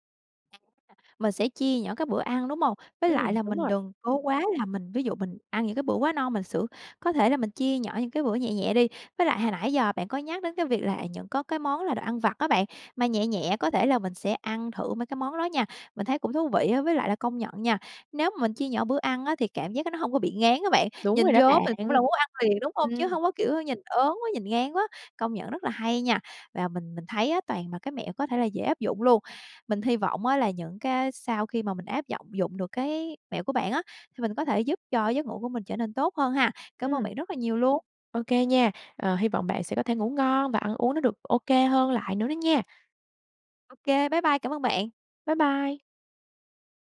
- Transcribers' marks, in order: unintelligible speech; other background noise; tapping
- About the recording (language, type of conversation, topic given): Vietnamese, advice, Bạn đang bị mất ngủ và ăn uống thất thường vì đau buồn, đúng không?